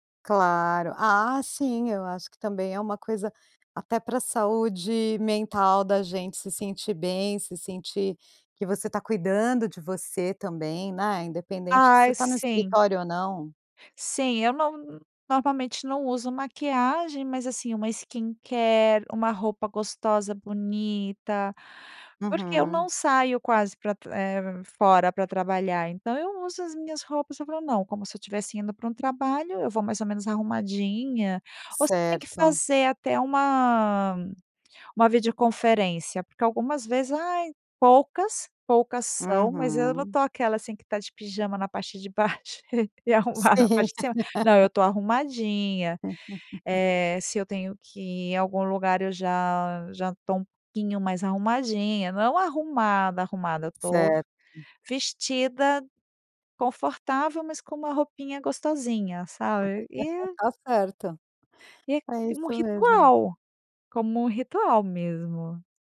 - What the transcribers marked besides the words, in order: tapping; in English: "skincare"; laughing while speaking: "baixo e arrumada na parte de cima"; laughing while speaking: "Sim"; laugh; other background noise; laugh; laugh
- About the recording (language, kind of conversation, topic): Portuguese, podcast, Como você faz para reduzir a correria matinal?